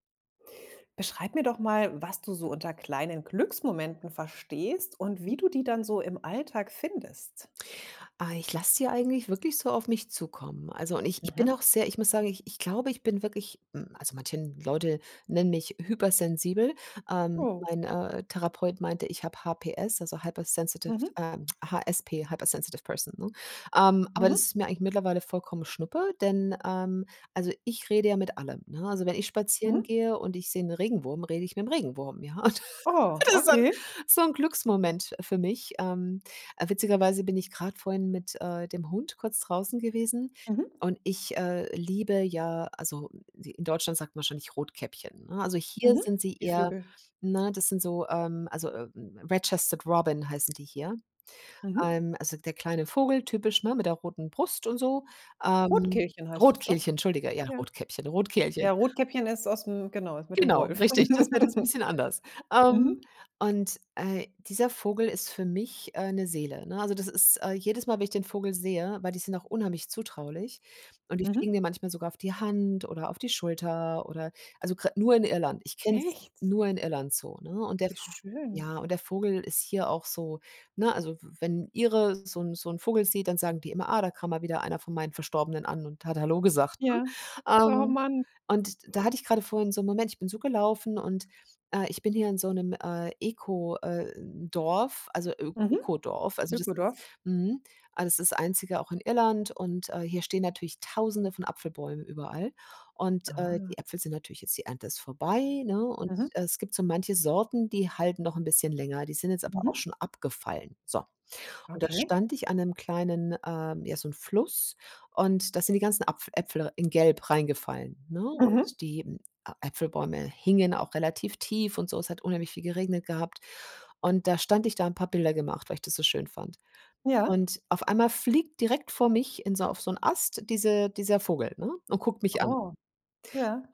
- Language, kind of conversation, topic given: German, podcast, Wie findest du kleine Glücksmomente im Alltag?
- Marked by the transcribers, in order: in English: "hypersensitive"; in English: "hyper sensitive person"; laugh; laughing while speaking: "Das so 'n"; laugh; surprised: "Echt?"